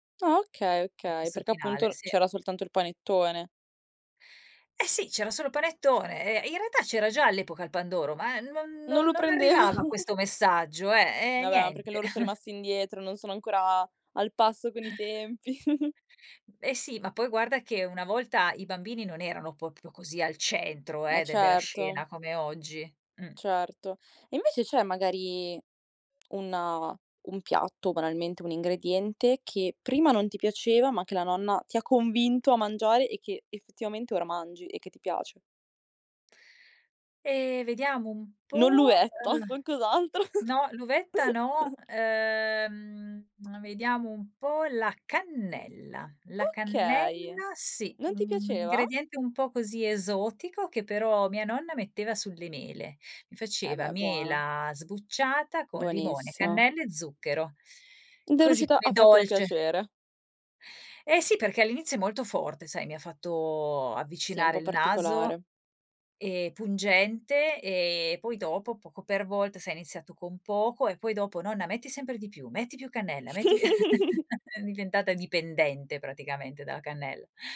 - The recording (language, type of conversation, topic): Italian, podcast, Quale sapore ti fa pensare a tua nonna?
- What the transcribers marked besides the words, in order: laughing while speaking: "prendevano"; chuckle; laughing while speaking: "tempi"; chuckle; other background noise; "proprio" said as "popio"; tapping; laughing while speaking: "l'uvetta, qualcos'altro"; drawn out: "Uhm"; chuckle; giggle; laughing while speaking: "più"; chuckle